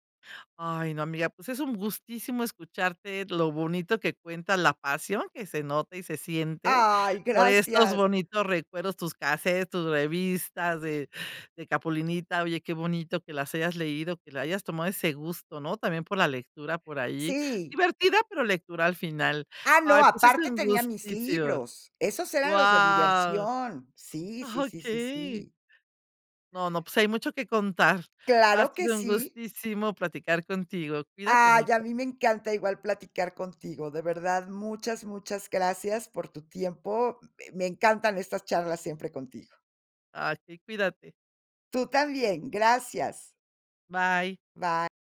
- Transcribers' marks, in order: tapping
- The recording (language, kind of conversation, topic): Spanish, podcast, ¿Qué objeto físico, como un casete o una revista, significó mucho para ti?